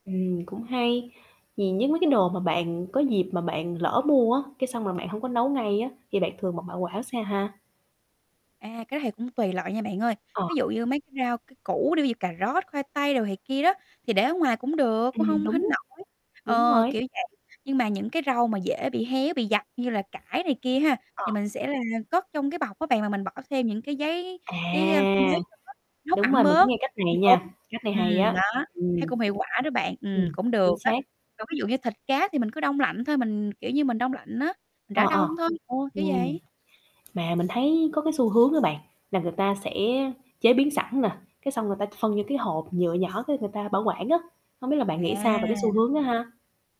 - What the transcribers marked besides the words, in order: static; tapping; "này" said as "hầy"; distorted speech; unintelligible speech; unintelligible speech; unintelligible speech; other background noise
- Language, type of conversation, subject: Vietnamese, podcast, Bí quyết của bạn để mua thực phẩm tươi ngon là gì?